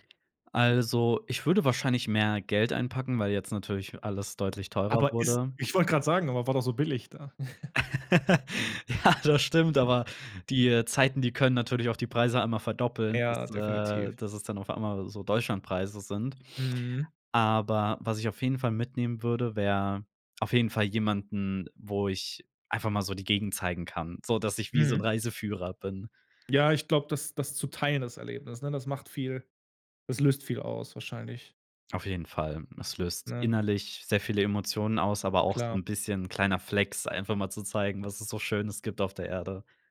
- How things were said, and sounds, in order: chuckle; laugh; laughing while speaking: "Ja"; other background noise
- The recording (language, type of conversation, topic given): German, podcast, Was war dein schönstes Reiseerlebnis und warum?